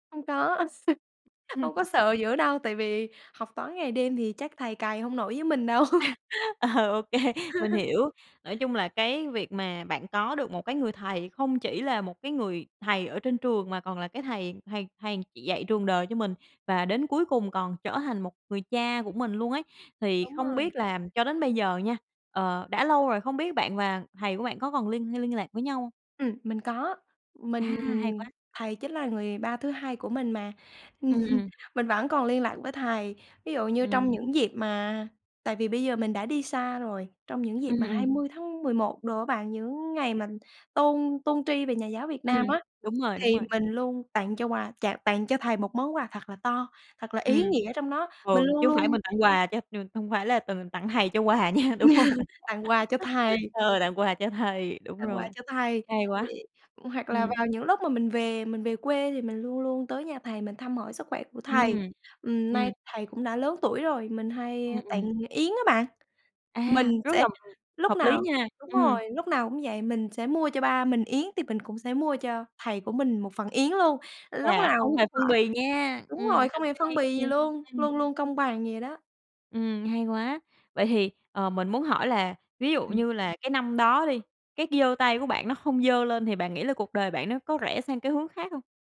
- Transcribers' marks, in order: laugh; tapping; laugh; other background noise; laugh; laughing while speaking: "Ờ, OK"; laugh; laughing while speaking: "ừm hừm"; background speech; laugh; laughing while speaking: "nha, đúng hông?"; laugh; other noise
- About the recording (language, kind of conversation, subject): Vietnamese, podcast, Bạn có thể kể về một người đã thay đổi cuộc đời bạn không?